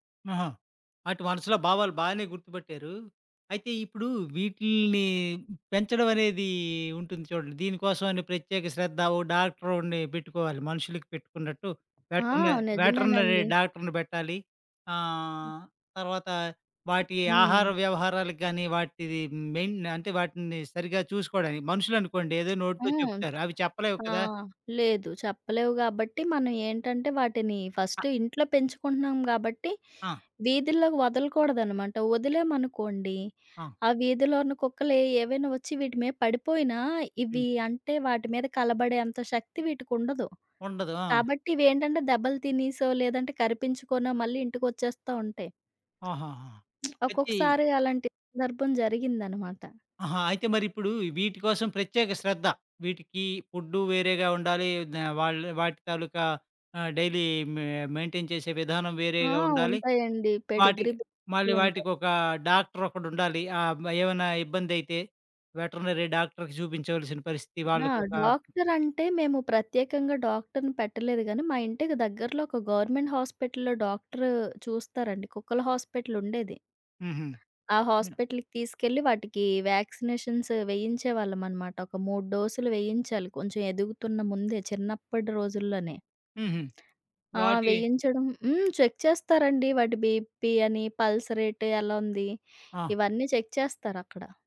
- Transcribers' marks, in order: tapping; in English: "వెటర్న వెటర్నరీ"; other background noise; in English: "మెయిన్"; in English: "ఫస్ట్"; lip smack; in English: "డెయిలీ మ-మెయింటెయిన్"; in English: "పెడిగ్రీ"; in English: "వెటర్నరీ"; in English: "గవర్నమెంట్ హాస్పిటల్‌లో"; in English: "హాస్పిటల్‌కి"; in English: "వ్యాక్సినేషన్స్"; in English: "చెక్"; in English: "బీపీ"; in English: "పల్స్ రేట్"; in English: "చెక్"
- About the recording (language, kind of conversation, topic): Telugu, podcast, పెంపుడు జంతువును మొదటిసారి పెంచిన అనుభవం ఎలా ఉండింది?